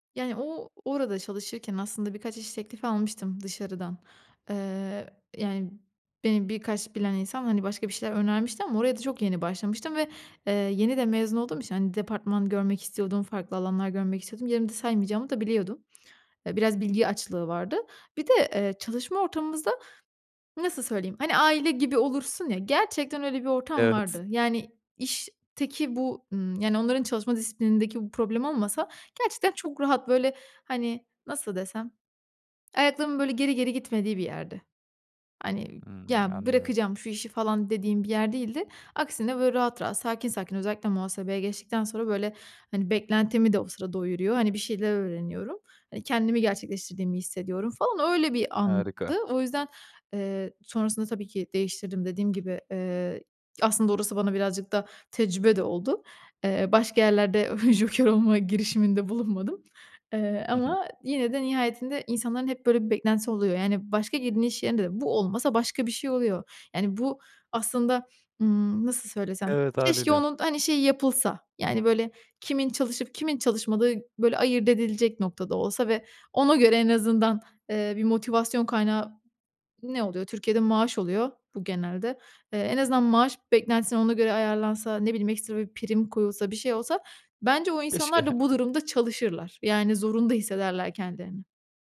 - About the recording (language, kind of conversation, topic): Turkish, advice, İş yerinde sürekli ulaşılabilir olmanız ve mesai dışında da çalışmanız sizden bekleniyor mu?
- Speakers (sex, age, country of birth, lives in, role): female, 25-29, Turkey, Italy, user; male, 25-29, Turkey, Netherlands, advisor
- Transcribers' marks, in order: laughing while speaking: "Evet"; tapping; laughing while speaking: "joker olma girişiminde bulunmadım"; other background noise; chuckle